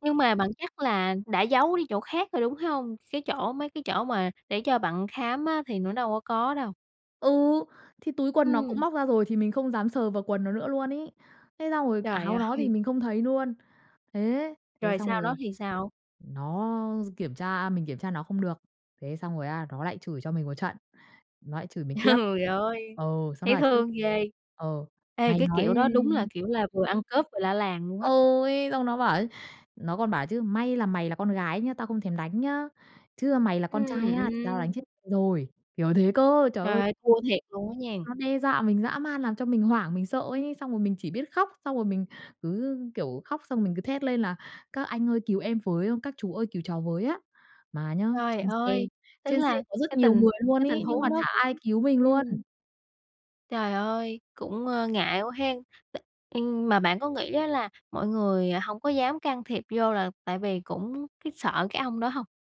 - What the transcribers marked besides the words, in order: tapping; "luôn" said as "nuôn"; laugh
- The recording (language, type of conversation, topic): Vietnamese, podcast, Bạn có thể kể về một lần ai đó giúp bạn và bài học bạn rút ra từ đó là gì?